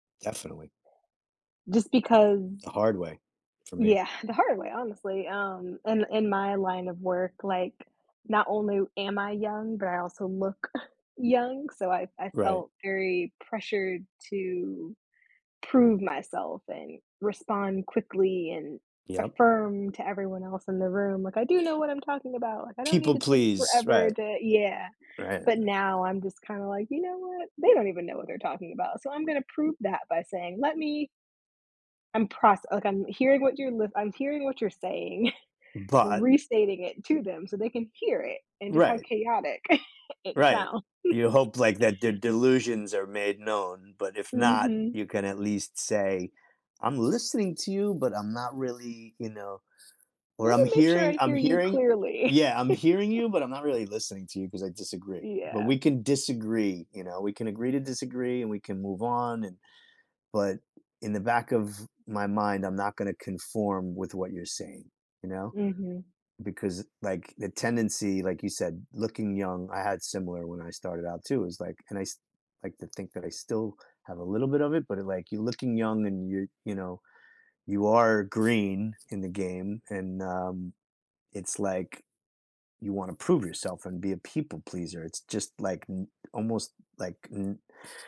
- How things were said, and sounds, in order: other background noise; chuckle; tapping; chuckle; chuckle; laughing while speaking: "sounds"; chuckle
- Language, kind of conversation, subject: English, unstructured, How can practicing mindfulness help us better understand ourselves?
- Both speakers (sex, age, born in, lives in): female, 35-39, United States, United States; male, 50-54, United States, United States